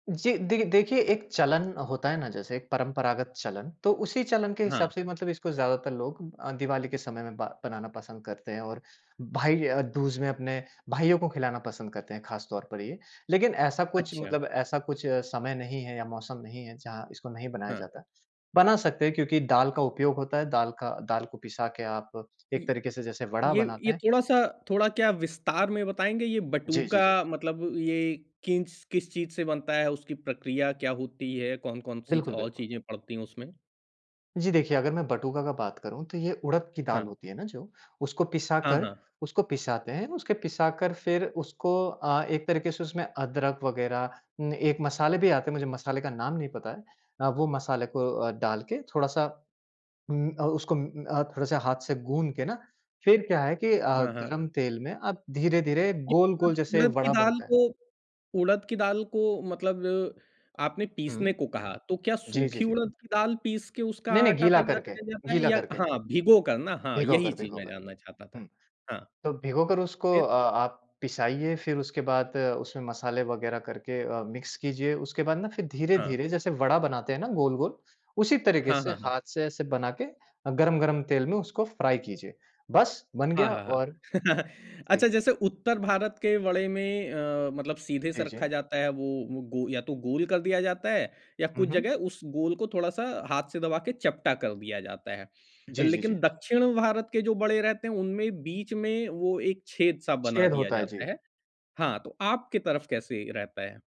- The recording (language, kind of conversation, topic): Hindi, podcast, बचपन में माँ या दादी के हाथ की कौन-सी डिश आपको सबसे ज़्यादा याद आती है?
- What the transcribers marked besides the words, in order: in English: "मिक्स"; in English: "फ्राई"; chuckle